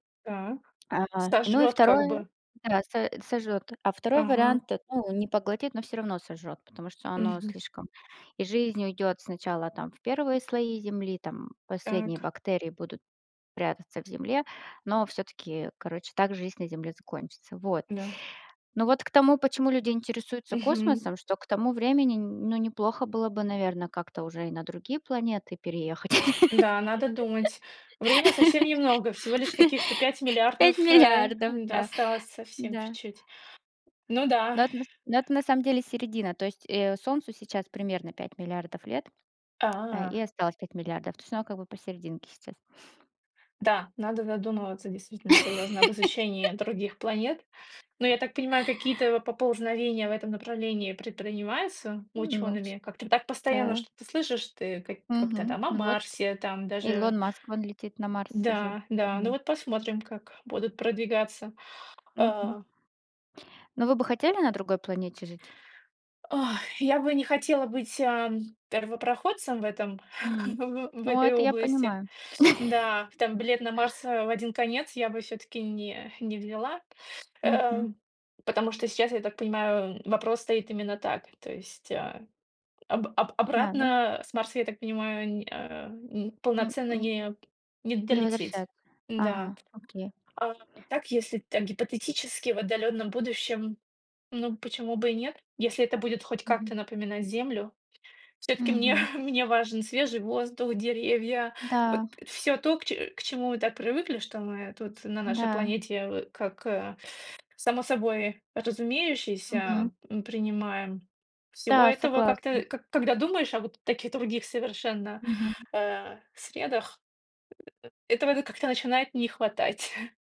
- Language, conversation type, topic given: Russian, unstructured, Почему людей интересуют космос и исследования планет?
- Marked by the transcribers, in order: tapping; laugh; laughing while speaking: "пять миллиардов, да"; other background noise; laugh; exhale; chuckle; chuckle; chuckle